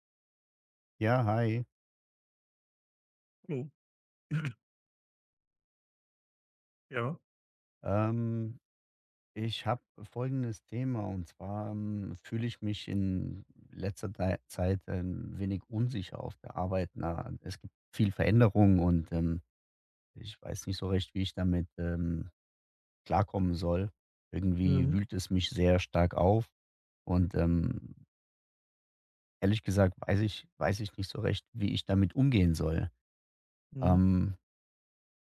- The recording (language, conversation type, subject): German, advice, Wie kann ich mit Unsicherheit nach Veränderungen bei der Arbeit umgehen?
- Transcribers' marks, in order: unintelligible speech; throat clearing